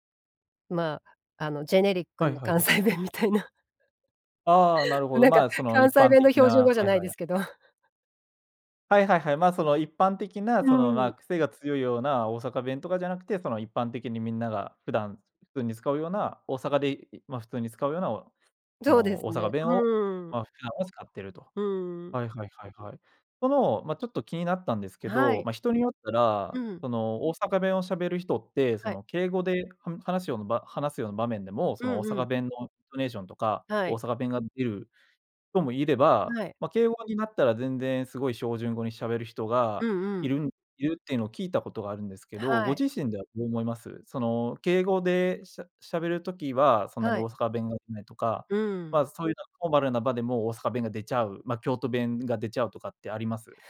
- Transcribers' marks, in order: laughing while speaking: "関西弁みたいな"
- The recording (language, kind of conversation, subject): Japanese, podcast, 故郷の方言や言い回しで、特に好きなものは何ですか？